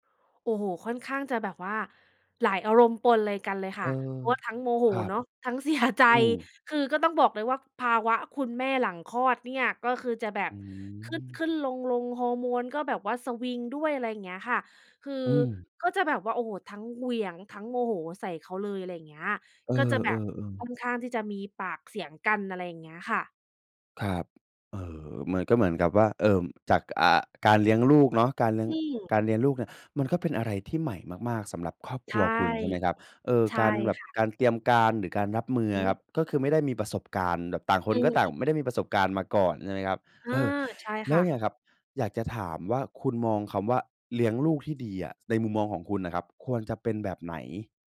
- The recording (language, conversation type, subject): Thai, podcast, เวลาคุณกับคู่ของคุณมีความเห็นไม่ตรงกันเรื่องการเลี้ยงลูก คุณควรคุยกันอย่างไรให้หาทางออกร่วมกันได้?
- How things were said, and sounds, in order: laughing while speaking: "เสีย"; background speech